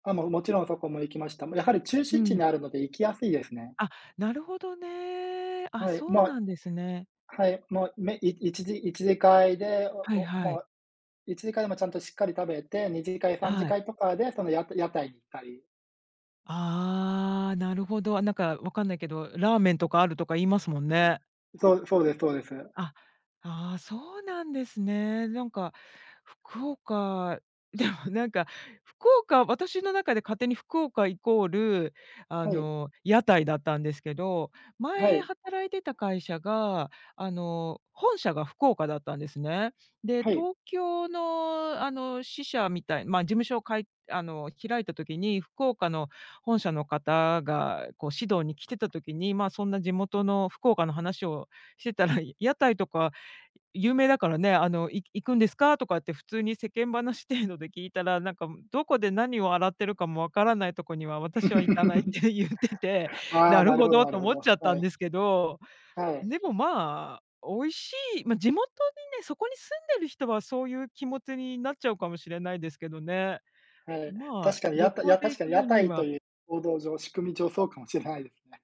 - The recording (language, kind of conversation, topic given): Japanese, unstructured, 旅行に行くとき、何を一番楽しみにしていますか？
- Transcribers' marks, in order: other background noise; laughing while speaking: "でも"; laughing while speaking: "行かないって言ってて"; chuckle